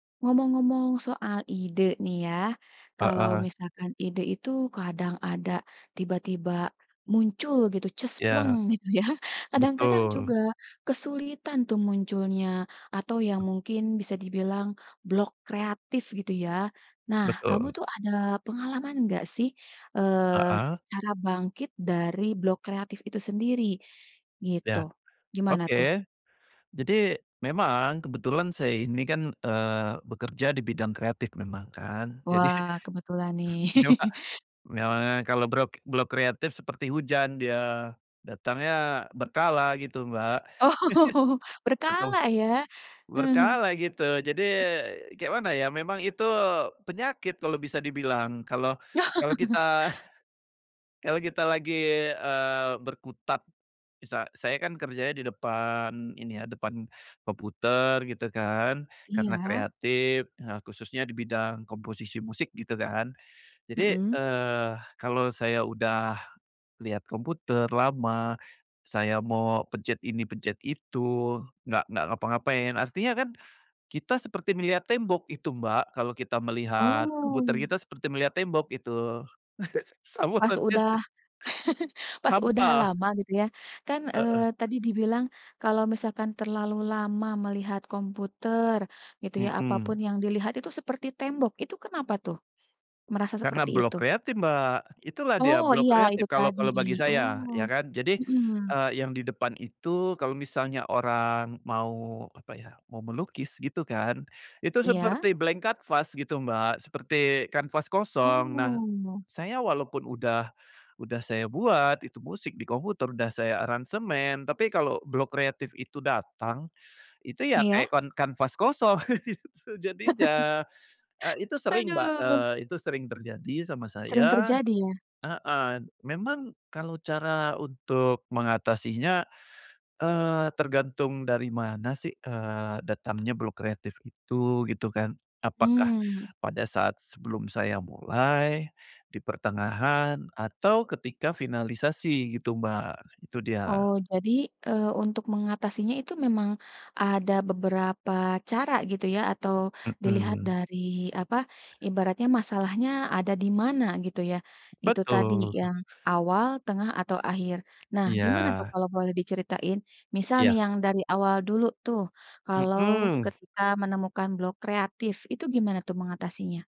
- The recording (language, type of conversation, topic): Indonesian, podcast, Gimana caramu bangkit dari blok kreatif?
- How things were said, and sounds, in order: laughing while speaking: "gitu ya"; tapping; laughing while speaking: "jadi iya, Kak"; chuckle; chuckle; laughing while speaking: "Oh"; other background noise; chuckle; laughing while speaking: "Sama berarti"; unintelligible speech; chuckle; in English: "blank canvas"; chuckle; laughing while speaking: "kosong gitu"